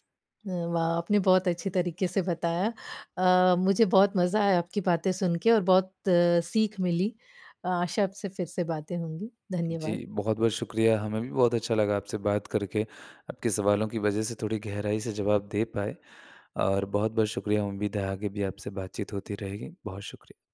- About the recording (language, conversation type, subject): Hindi, podcast, आपकी आंतरिक आवाज़ ने आपको कब और कैसे बड़ा फायदा दिलाया?
- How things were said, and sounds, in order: none